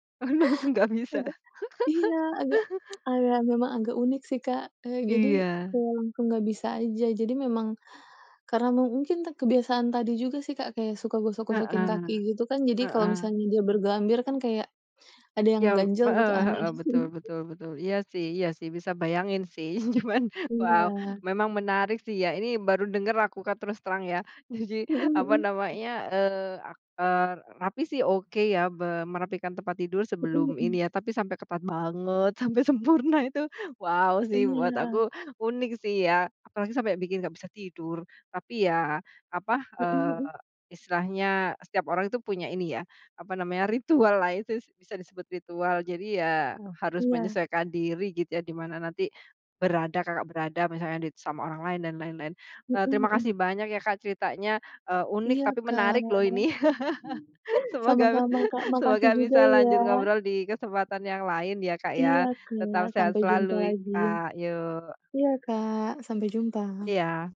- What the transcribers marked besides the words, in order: laughing while speaking: "Oh langsung nggak bisa"; tsk; chuckle; laughing while speaking: "Cuman"; other background noise; tapping; laughing while speaking: "Jadi"; "itu" said as "itis"; laugh; laughing while speaking: "Semoga"; chuckle
- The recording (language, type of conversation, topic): Indonesian, podcast, Apakah ada ritual khusus sebelum tidur di rumah kalian yang selalu dilakukan?
- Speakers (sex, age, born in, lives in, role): female, 30-34, Indonesia, Indonesia, guest; female, 45-49, Indonesia, Indonesia, host